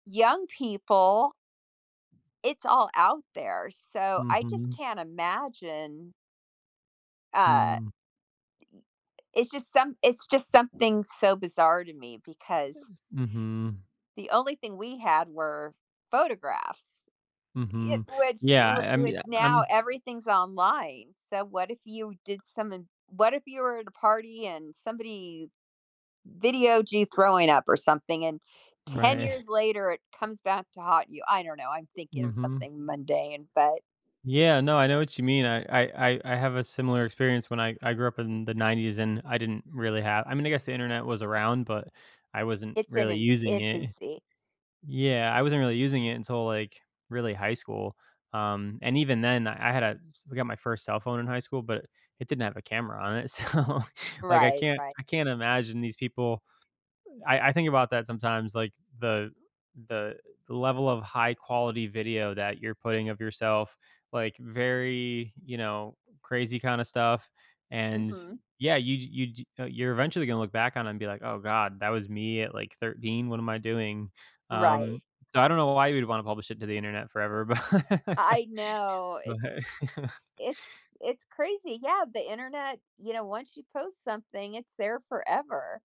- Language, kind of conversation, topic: English, unstructured, How does the internet shape the way we connect and disconnect with others in our relationships?
- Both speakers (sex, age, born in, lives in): female, 55-59, United States, United States; male, 35-39, United States, United States
- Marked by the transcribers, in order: other background noise; unintelligible speech; tapping; laughing while speaking: "Right"; laughing while speaking: "So"; drawn out: "know"; laughing while speaking: "but but"; chuckle